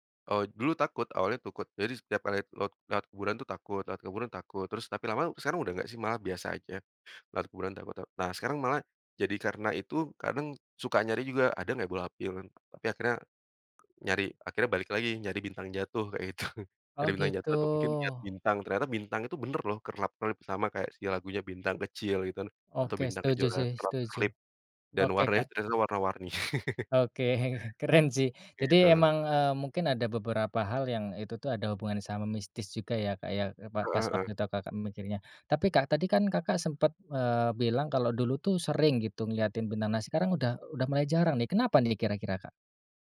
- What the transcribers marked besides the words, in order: "takut" said as "tukut"; laughing while speaking: "gitu"; laugh; laughing while speaking: "Oke"; unintelligible speech
- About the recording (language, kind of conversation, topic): Indonesian, podcast, Apa yang menurutmu membuat pengalaman melihat langit malam penuh bintang terasa istimewa?